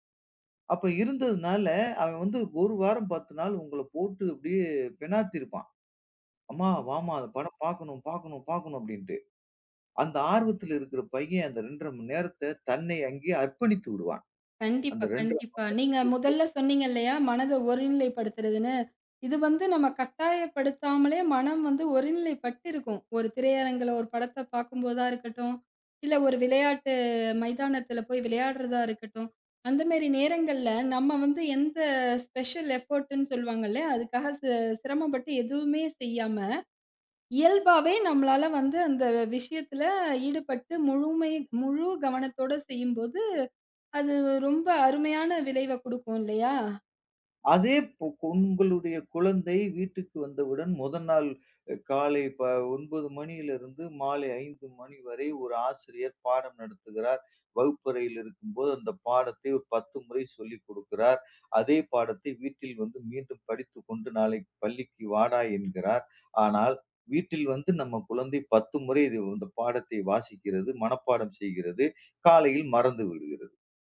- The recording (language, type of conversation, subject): Tamil, podcast, பாடங்களை நன்றாக நினைவில் வைப்பது எப்படி?
- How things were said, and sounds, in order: unintelligible speech; in English: "ஸ்பெஷல் எஃபர்ட்"